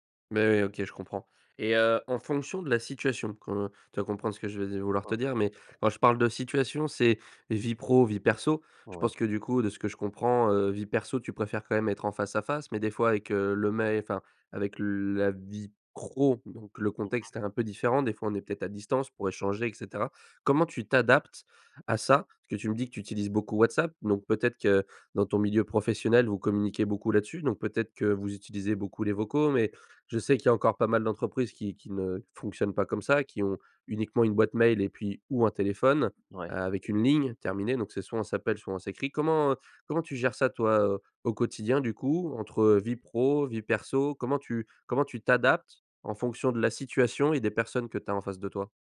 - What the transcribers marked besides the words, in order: other background noise
- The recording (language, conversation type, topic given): French, podcast, Tu préfères parler en face ou par message, et pourquoi ?